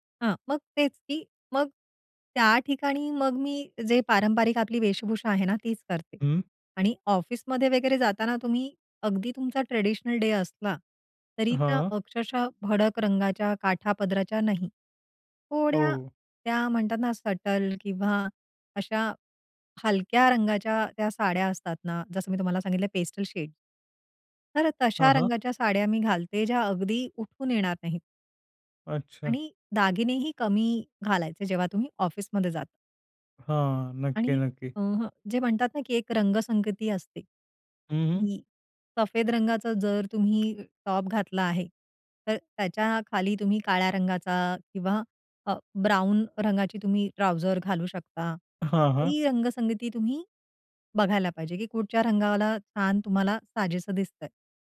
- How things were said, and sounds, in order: in English: "ट्रेडिशनल डे"; in English: "सटल"; in English: "पेस्टल शेड"; other noise; in English: "टॉप"; in English: "ट्राउझर"
- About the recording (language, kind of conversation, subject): Marathi, podcast, पाश्चिमात्य आणि पारंपरिक शैली एकत्र मिसळल्यावर तुम्हाला कसे वाटते?